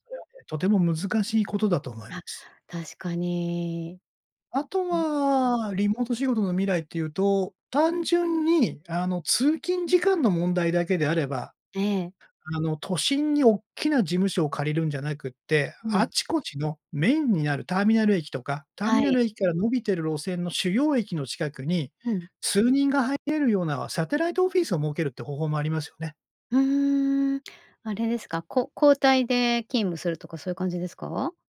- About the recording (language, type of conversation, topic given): Japanese, podcast, これからのリモートワークは将来どのような形になっていくと思いますか？
- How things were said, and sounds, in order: none